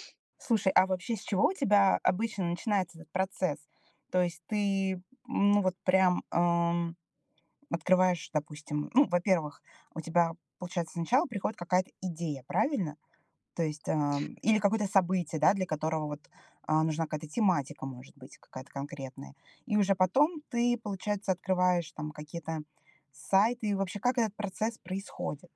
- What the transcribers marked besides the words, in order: tapping
- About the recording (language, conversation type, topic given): Russian, podcast, Как вы обычно находите вдохновение для новых идей?